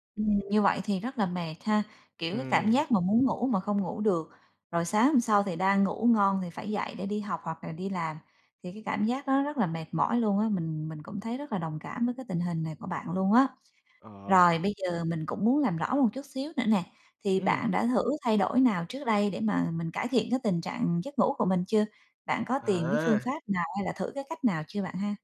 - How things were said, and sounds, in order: none
- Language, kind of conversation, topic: Vietnamese, advice, Thói quen dùng điện thoại trước khi ngủ của bạn có khiến bạn bị mất ngủ không?